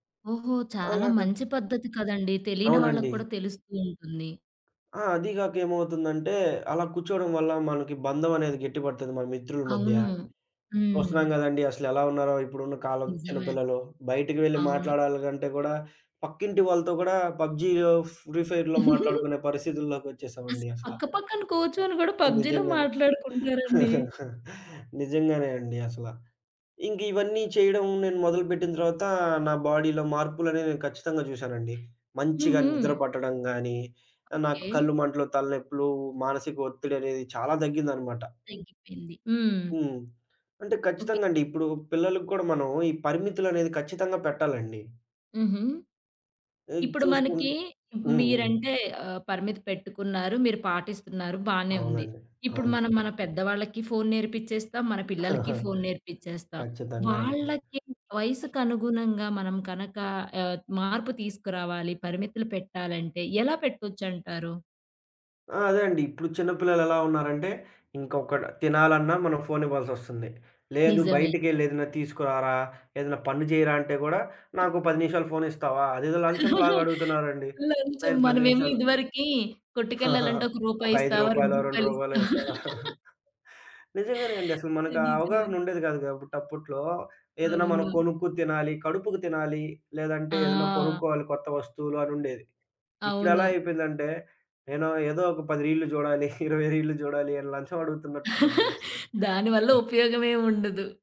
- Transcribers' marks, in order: tapping; other background noise; giggle; chuckle; in English: "బాడీ‌లో"; chuckle; chuckle; chuckle; chuckle; laugh; chuckle; chuckle
- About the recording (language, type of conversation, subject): Telugu, podcast, కంప్యూటర్, ఫోన్ వాడకంపై పరిమితులు ఎలా పెట్టాలి?